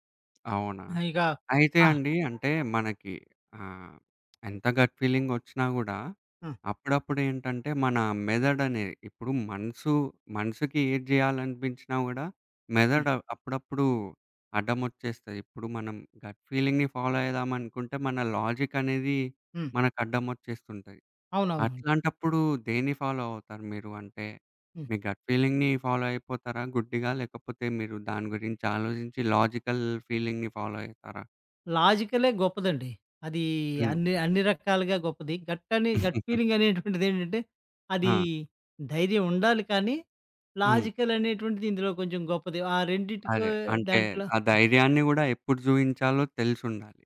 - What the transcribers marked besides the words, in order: tapping; in English: "గట్"; in English: "గట్ ఫీలింగ్‌ని ఫాలో"; in English: "ఫాలో"; in English: "గట్ ఫీలింగ్‌ని ఫాలో"; in English: "లాజికల్ ఫీలింగ్‌ని ఫాలో"; in English: "గట్"; chuckle; in English: "గట్"; other background noise
- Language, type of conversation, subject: Telugu, podcast, గట్ ఫీలింగ్ వచ్చినప్పుడు మీరు ఎలా స్పందిస్తారు?